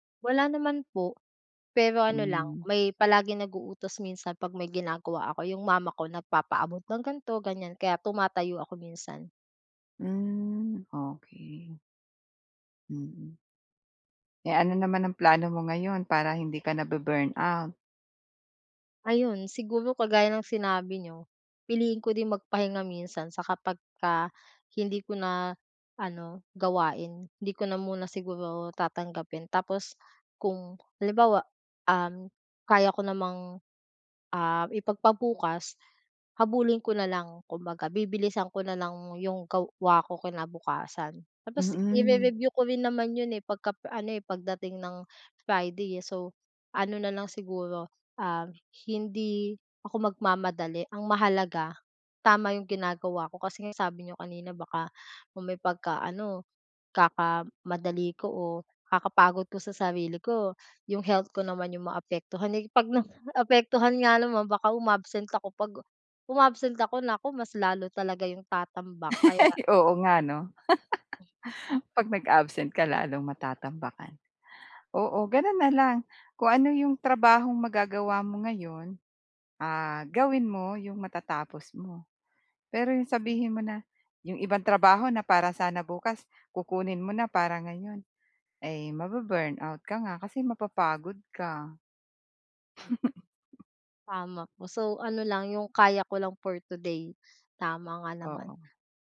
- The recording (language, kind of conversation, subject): Filipino, advice, Paano ako makapagtatakda ng malinaw na hangganan sa oras ng trabaho upang maiwasan ang pagkasunog?
- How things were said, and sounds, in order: tapping; chuckle; other background noise; chuckle; chuckle